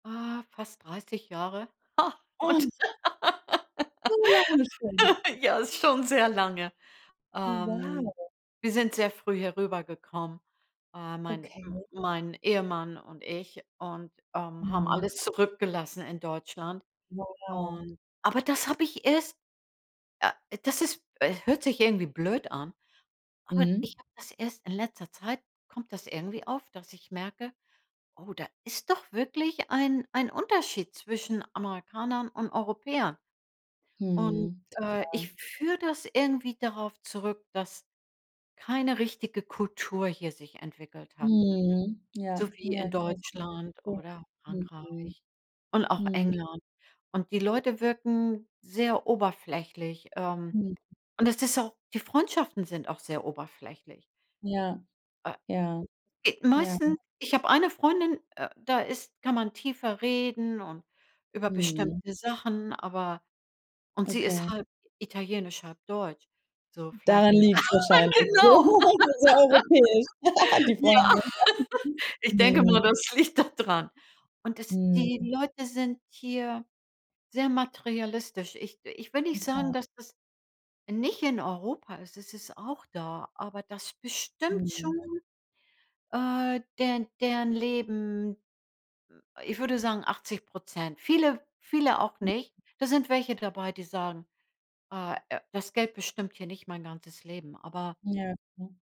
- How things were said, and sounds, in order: laughing while speaking: "und"; laugh; unintelligible speech; laughing while speaking: "Genau"; laugh; laughing while speaking: "das liegt"; laugh
- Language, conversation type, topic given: German, advice, Wie kann ich mit dem Gefühl umgehen, in einer neuen Kultur meine eigene Identität zu verlieren?